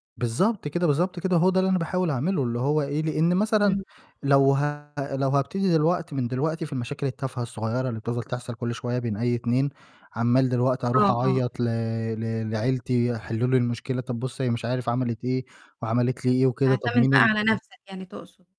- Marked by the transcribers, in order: distorted speech
- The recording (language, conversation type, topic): Arabic, podcast, إزاي بتحافظ على خصوصيتك وسط العيلة؟